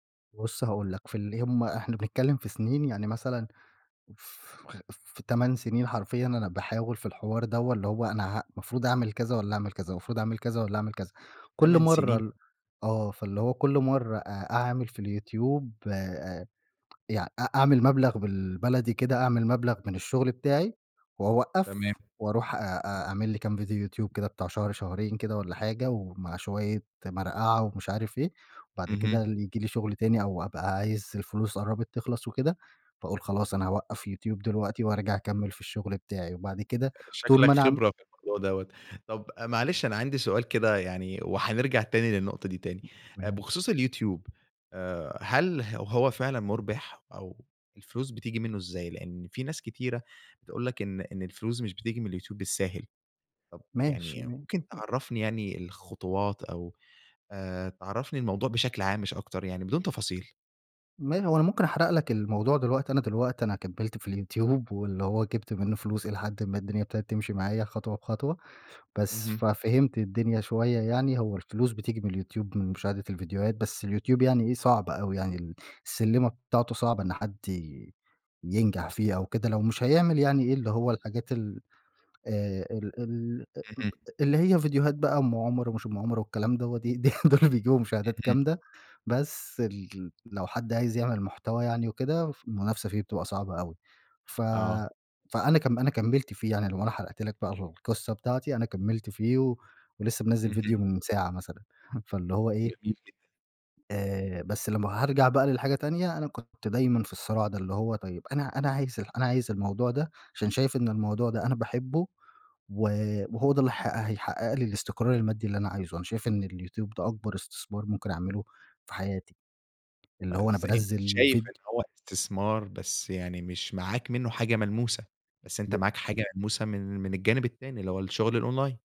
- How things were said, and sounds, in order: tapping; unintelligible speech; laughing while speaking: "دي دول"; chuckle; in English: "الأونلاين"
- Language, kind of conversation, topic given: Arabic, podcast, إزاي بتوازن بين شغفك والمرتب اللي نفسك فيه؟